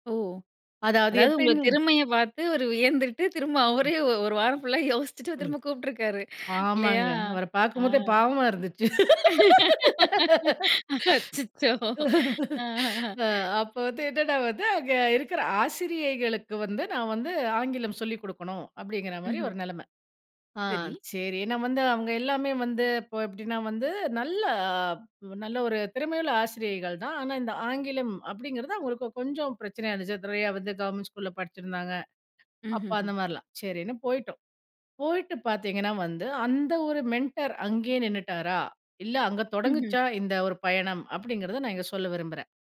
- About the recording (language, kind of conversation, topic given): Tamil, podcast, உங்கள் வாழ்க்கையில் வழிகாட்டி இல்லாமல் உங்கள் பயணம் எப்படி இருக்கும்?
- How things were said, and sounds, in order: laughing while speaking: "திறமையை பார்த்து அவரு வியந்துட்டு திரும்ப … கூப்பிட்டுருக்காரு இல்லையா! ஆ"; tapping; laugh; laughing while speaking: "அ அப்ப வந்து என்னன்னா வந்து அங்க இருக்கிற"; laughing while speaking: "அச்சச்சோ! ஆஹஹ"; "நிறையா" said as "தறையா"; in English: "மென்டர்"